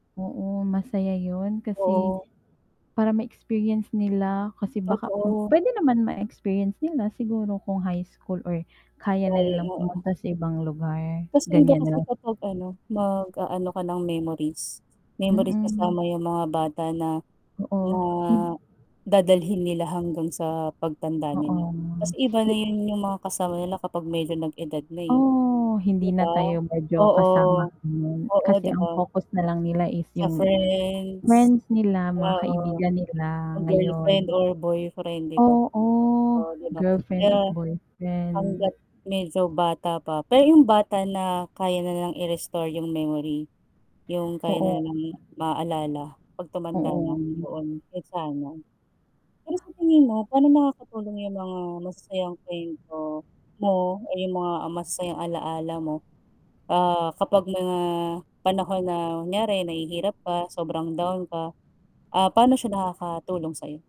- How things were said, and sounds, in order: mechanical hum; static; distorted speech; other background noise; wind; drawn out: "oh"
- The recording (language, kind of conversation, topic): Filipino, unstructured, Ano ang mga masasayang kuwento tungkol sa kanila na palagi mong naiisip?
- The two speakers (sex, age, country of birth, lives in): female, 25-29, Philippines, Philippines; female, 35-39, Philippines, Philippines